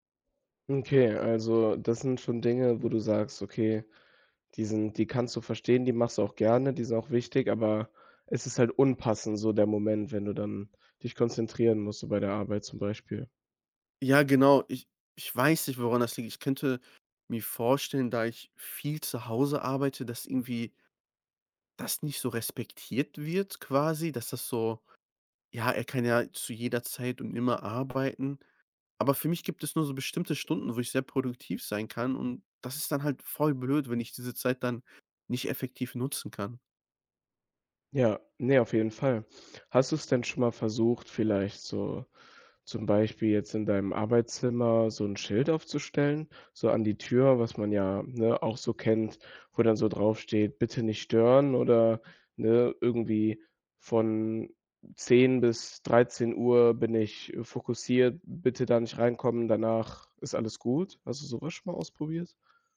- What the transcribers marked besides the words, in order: none
- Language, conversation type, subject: German, advice, Wie kann ich mit häufigen Unterbrechungen durch Kollegen oder Familienmitglieder während konzentrierter Arbeit umgehen?